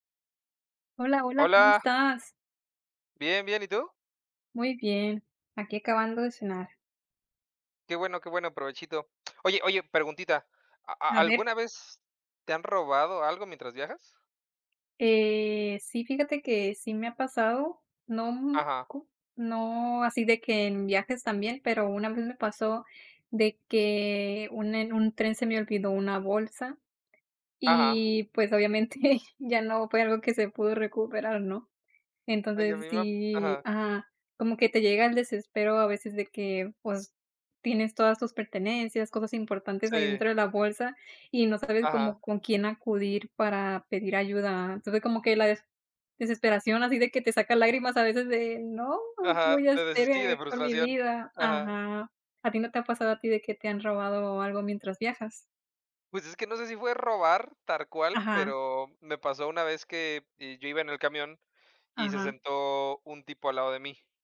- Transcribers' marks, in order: laughing while speaking: "obviamente"
- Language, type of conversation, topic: Spanish, unstructured, ¿Alguna vez te han robado algo mientras viajabas?